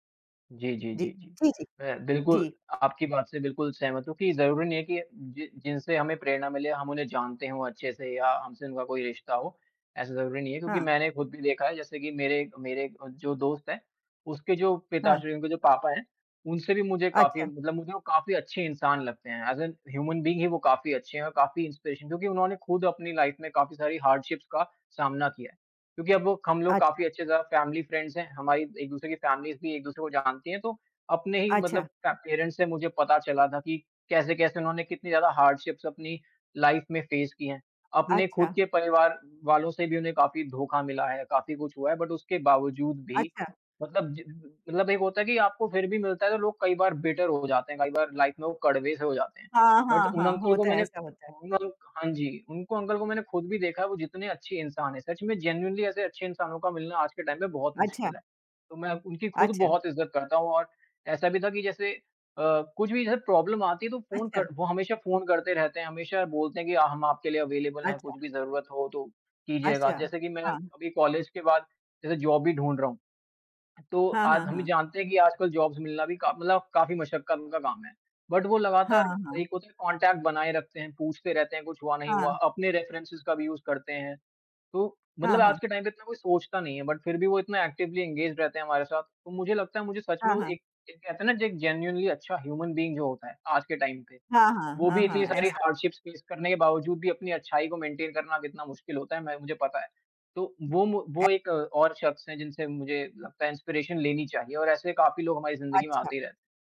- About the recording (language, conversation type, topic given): Hindi, unstructured, आपके जीवन में सबसे प्रेरणादायक व्यक्ति कौन रहा है?
- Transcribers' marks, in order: tapping; in English: "ऐज़ इन ह्यूमन बीइंग"; in English: "इंस्पिरेशन"; in English: "लाइफ"; in English: "हार्डशिप्स"; in English: "फैमिली फ्रेंड्स"; in English: "फैमिलीज़"; in English: "पेरेंट्स"; in English: "हार्डशिप्स"; in English: "लाइफ"; in English: "फेस"; in English: "बट"; in English: "बिटर"; in English: "लाइफ"; in English: "बट"; in English: "जेनुइनली"; in English: "टाइम"; in English: "प्रॉब्लम"; in English: "अवेलेबल"; in English: "जॉब"; in English: "जॉब्स"; in English: "बट"; in English: "कॉन्टैक्ट"; in English: "रेफेरेंसेज़"; in English: "यूज़"; in English: "टाइम"; in English: "बट"; in English: "एक्टिवली एन्गेज्ड"; in English: "जेनुइनली"; in English: "ह्यूमन बीइंग"; in English: "टाइम"; in English: "हार्डशिप्स फेस"; in English: "मेंटेन"; in English: "इंस्पिरेशन"